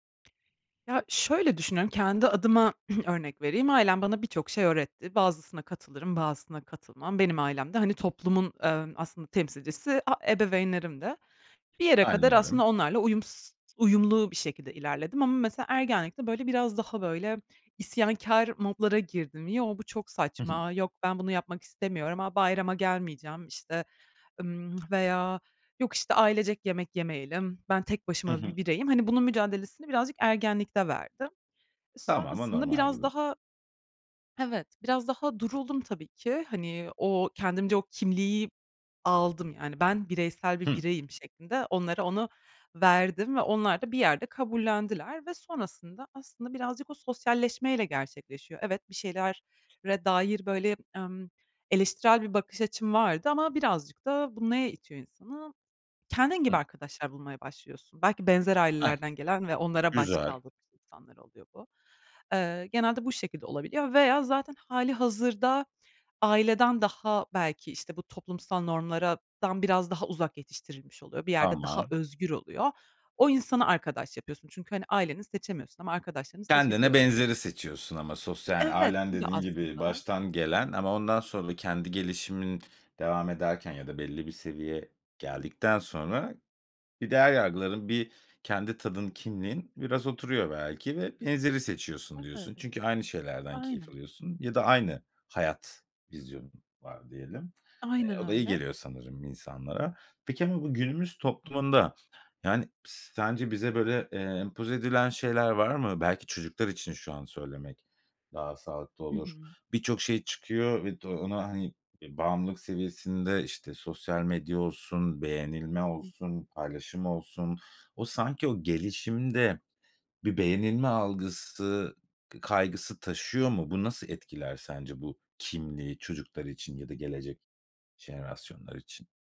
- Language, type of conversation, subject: Turkish, podcast, Başkalarının görüşleri senin kimliğini nasıl etkiler?
- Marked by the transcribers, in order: tapping; throat clearing; other background noise; "şeylere" said as "şeylerre"; "normlarlardan" said as "normlaradan"